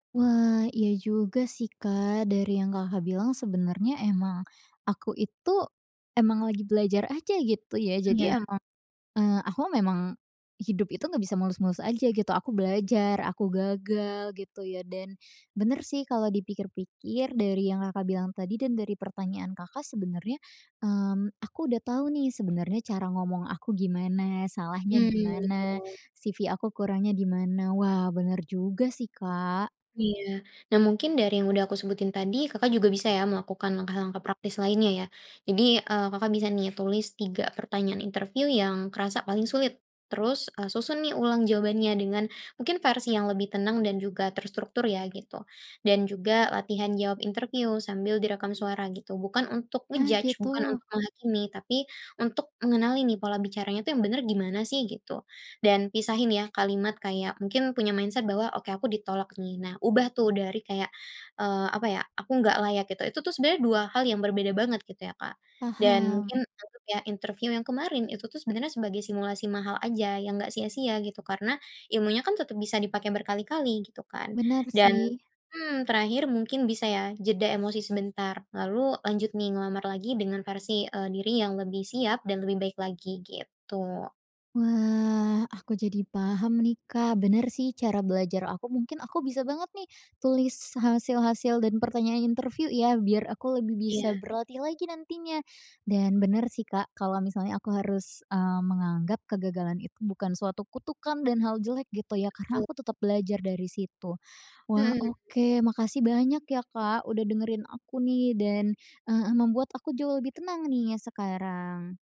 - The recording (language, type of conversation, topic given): Indonesian, advice, Bagaimana caranya menjadikan kegagalan sebagai pelajaran untuk maju?
- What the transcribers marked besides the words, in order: in English: "C-V"; other background noise; tapping; in English: "nge-judge"; in English: "mindset"